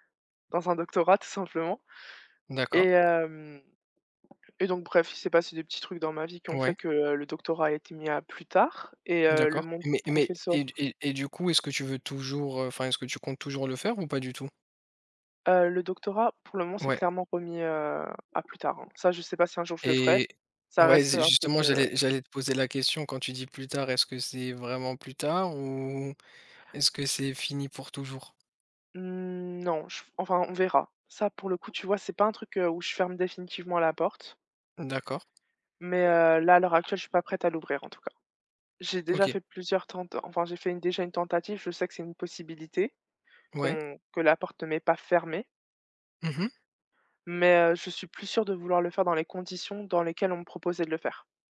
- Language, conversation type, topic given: French, unstructured, Quelle est votre stratégie pour maintenir un bon équilibre entre le travail et la vie personnelle ?
- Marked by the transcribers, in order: tapping; stressed: "fermée"